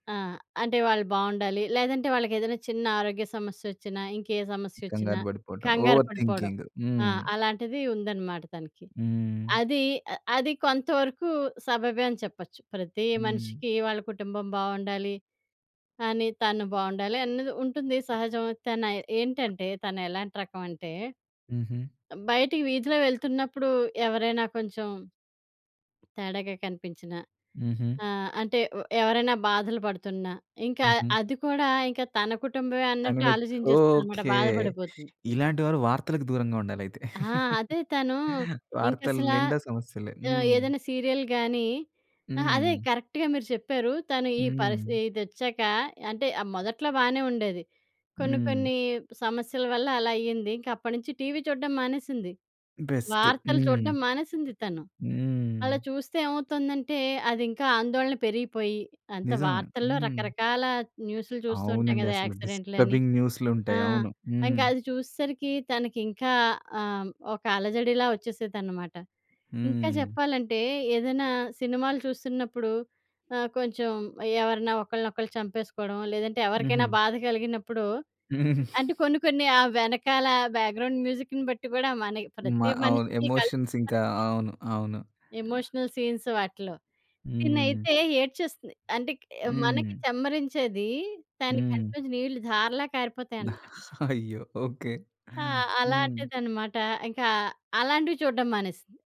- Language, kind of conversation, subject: Telugu, podcast, రాత్రి బాగా నిద్ర పట్టేందుకు మీరు సాధారణంగా ఏ విధానాలు పాటిస్తారు?
- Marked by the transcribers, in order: other background noise; in English: "ఓవర్"; tapping; laugh; in English: "సీరియల్"; in English: "కరెక్ట్‌గా"; in English: "డిస్టర్బింగ్"; giggle; in English: "బ్యాక్‌గ్రౌండ్ మ్యూజిక్‌ని"; in English: "ఎమోషన్స్"; in English: "ఎమోషనల్ సీన్స్"; chuckle